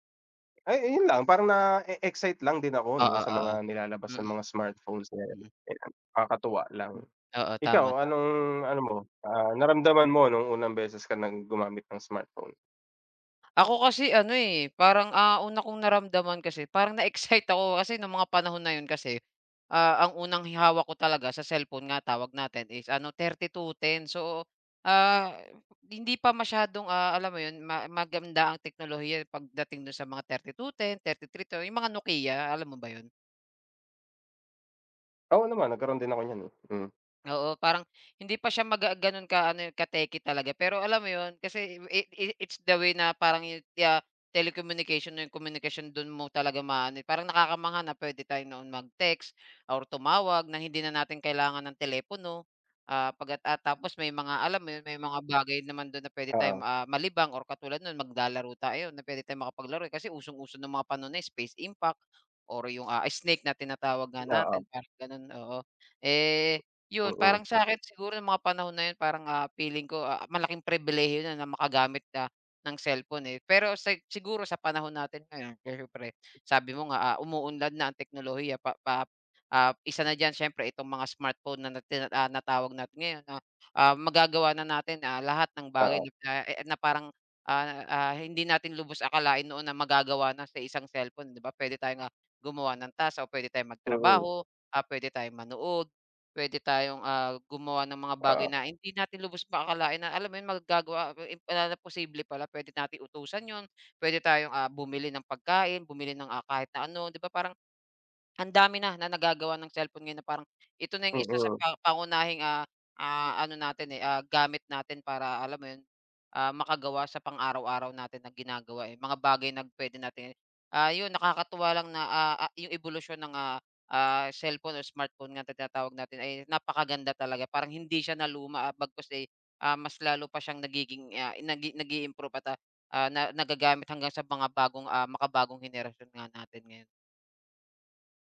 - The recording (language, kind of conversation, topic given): Filipino, unstructured, Ano ang naramdaman mo nang unang beses kang gumamit ng matalinong telepono?
- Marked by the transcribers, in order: other background noise; tapping; unintelligible speech; unintelligible speech